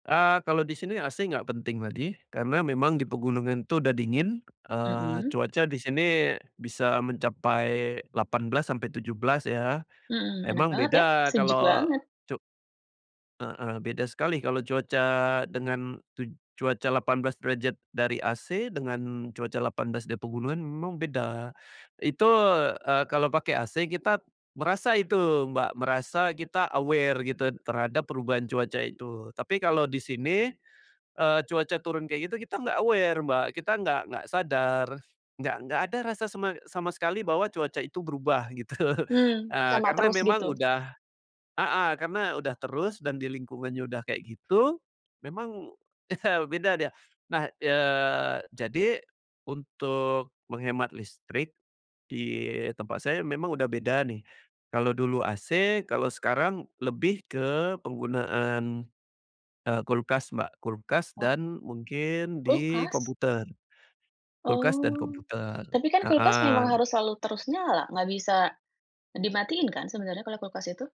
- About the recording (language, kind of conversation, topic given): Indonesian, podcast, Apa cara sederhana supaya rumahmu lebih hemat listrik?
- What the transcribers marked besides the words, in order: in English: "aware"; in English: "aware"; laughing while speaking: "gitu"; chuckle; other background noise